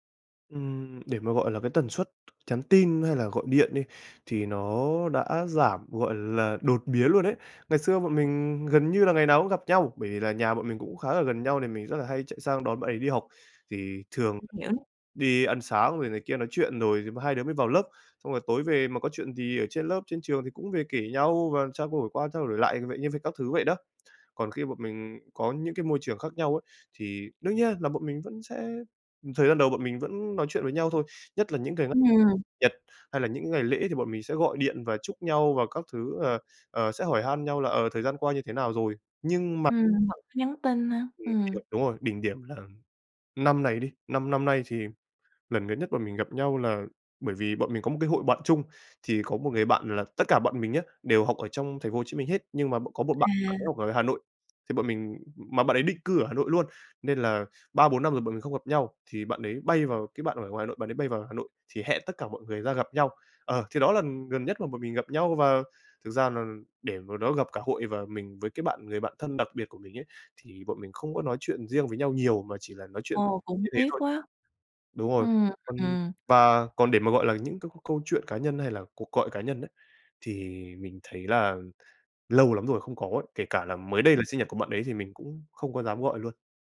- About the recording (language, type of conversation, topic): Vietnamese, advice, Vì sao tôi cảm thấy bị bỏ rơi khi bạn thân dần xa lánh?
- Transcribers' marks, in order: tapping; other background noise